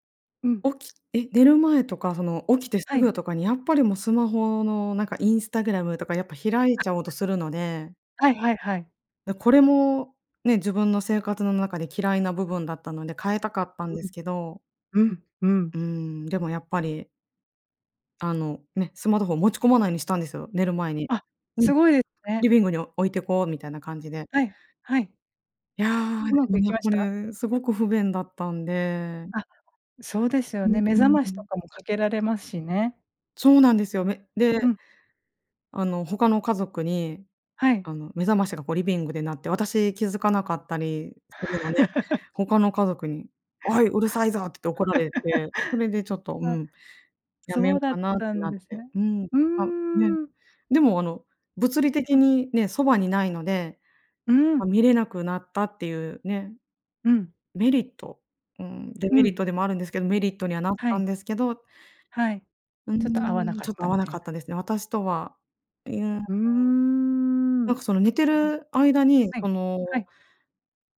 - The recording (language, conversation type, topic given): Japanese, podcast, スマホ時間の管理、どうしていますか？
- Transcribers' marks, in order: other noise; unintelligible speech; laugh; laugh